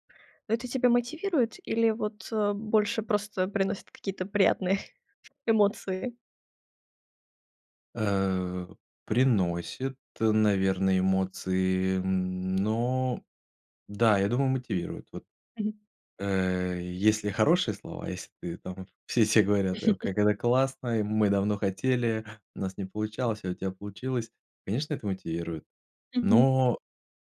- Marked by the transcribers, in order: other background noise; laugh
- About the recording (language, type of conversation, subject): Russian, podcast, Как ты начинаешь менять свои привычки?